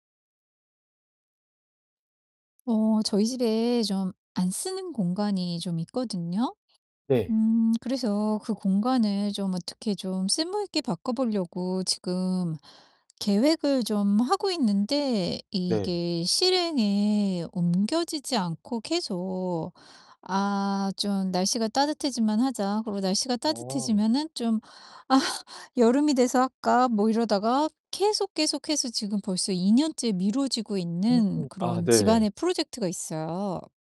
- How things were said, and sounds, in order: tapping; other background noise; laughing while speaking: "'아"; distorted speech
- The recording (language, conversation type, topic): Korean, advice, 계획은 세워두는데 자꾸 미루는 습관 때문에 진전이 없을 때 어떻게 하면 좋을까요?